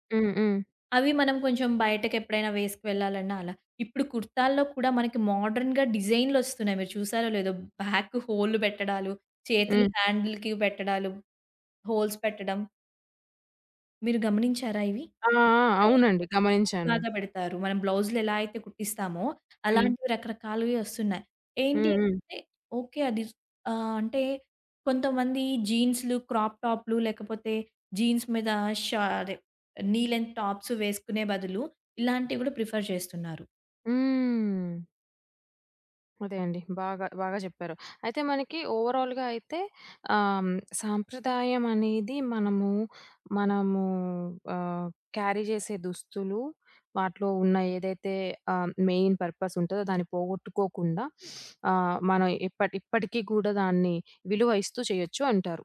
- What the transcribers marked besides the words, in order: in English: "మోడర్న్‌గా డిజైన్‌లొస్తున్నాయి"; in English: "హ్యాండిల్‌కి"; in English: "హోల్స్"; unintelligible speech; in English: "క్రాప్"; in English: "జీన్స్"; in English: "నీ లెన్త్ టాప్స్"; in English: "ప్రిఫర్"; drawn out: "హ్మ్"; in English: "ఓవరాల్‌గా"; in English: "క్యారీ"; tapping; in English: "మెయిన్ పర్పస్"; sniff
- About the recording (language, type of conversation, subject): Telugu, podcast, మీకు శారీ లేదా కుర్తా వంటి సాంప్రదాయ దుస్తులు వేసుకుంటే మీ మనసులో ఎలాంటి భావాలు కలుగుతాయి?